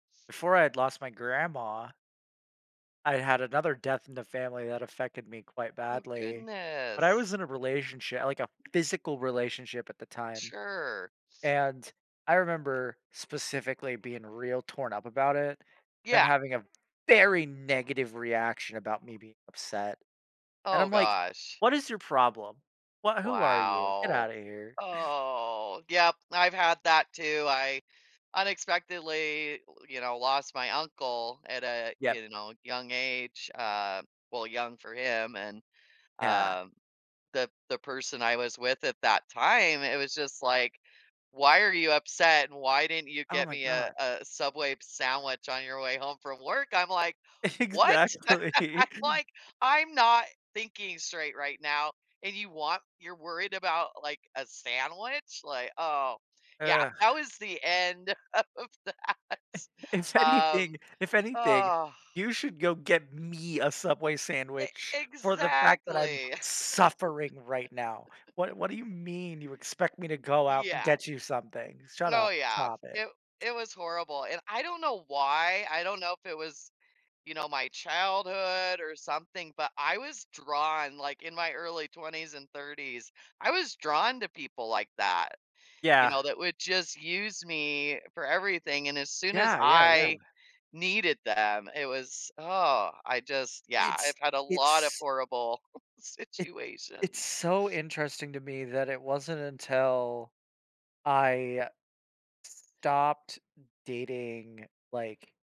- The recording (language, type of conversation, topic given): English, unstructured, What qualities help build strong and lasting friendships?
- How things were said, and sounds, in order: stressed: "physical"; other background noise; tapping; stressed: "very"; drawn out: "Wow"; laughing while speaking: "Exactly"; laugh; chuckle; laughing while speaking: "If anything"; laughing while speaking: "of that"; stressed: "me"; stressed: "suffering"; laugh; stressed: "I"; laughing while speaking: "situations"